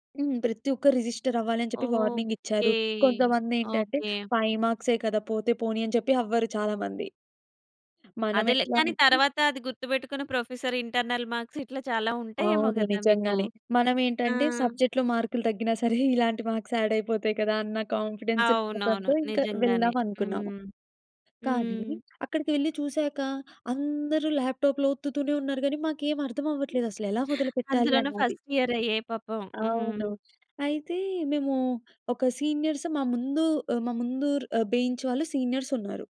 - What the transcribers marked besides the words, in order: in English: "రిజిస్టర్"; in English: "ఫైవ్ మార్క్సే"; in English: "ప్రొఫెసర్ ఇంటర్నల్ మార్క్స్"; in English: "సబ్జెక్ట్‌లో మార్కులు"; chuckle; in English: "మార్క్స్"; in English: "కాన్ఫిడెన్స్"; in English: "ల్యాప్‌ట్యాప్‌లో"; in English: "ఫస్ట్ ఇయర్"; in English: "సీనియర్స్"; in English: "బెంచ్"
- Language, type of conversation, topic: Telugu, podcast, మీరు విఫలమైనప్పుడు ఏమి నేర్చుకున్నారు?